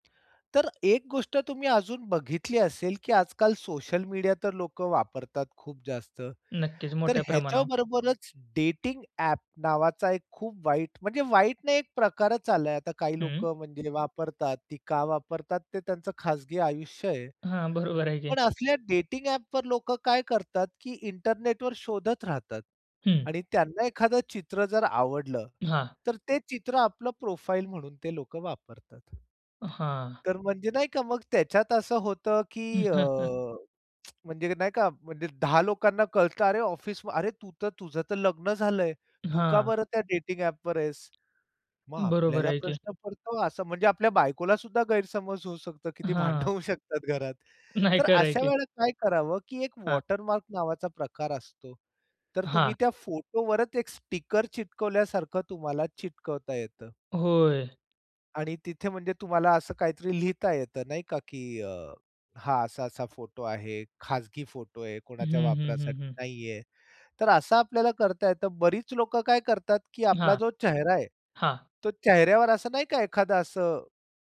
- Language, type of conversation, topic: Marathi, podcast, कुटुंबातील फोटो शेअर करताना तुम्ही कोणते धोरण पाळता?
- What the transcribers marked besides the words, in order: in English: "डेटिंग"; other background noise; in English: "डेटिंग"; tsk; chuckle; in English: "डेटिंग"; tapping; laughing while speaking: "भांडणं होऊ शकतात घरात"; laughing while speaking: "नाही खरं आहे की"; in English: "वॉटरमार्क"; in English: "स्टिकर"